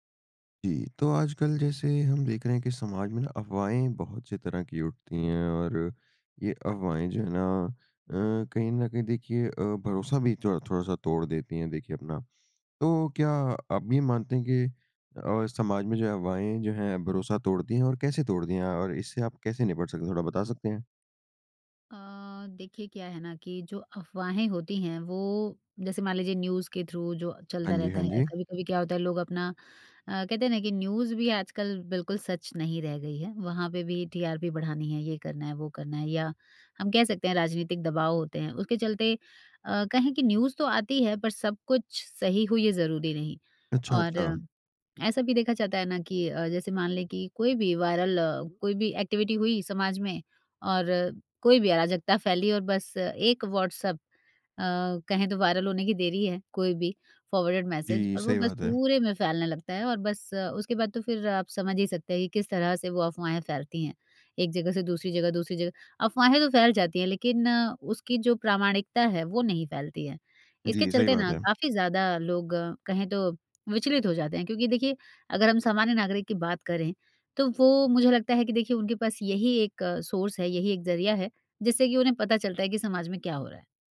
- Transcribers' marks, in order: in English: "न्यूज़"; in English: "थ्रू"; in English: "न्यूज़"; in English: "टीआरपी"; in English: "न्यूज़"; in English: "वायरल"; in English: "एक्टिविटी"; in English: "वायरल"; in English: "फ़ॉरवर्डेड मैसेज"; in English: "सोर्स"
- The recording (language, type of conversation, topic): Hindi, podcast, समाज में अफवाहें भरोसा कैसे तोड़ती हैं, और हम उनसे कैसे निपट सकते हैं?